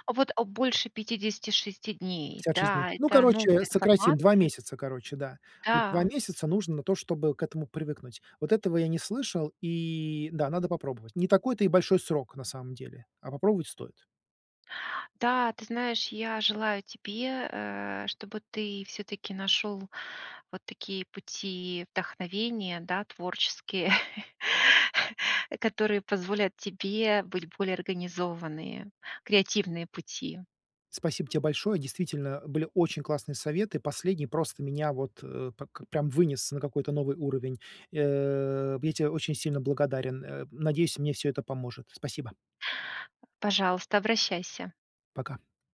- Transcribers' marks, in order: chuckle
- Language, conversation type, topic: Russian, advice, Как мне лучше управлять временем и расставлять приоритеты?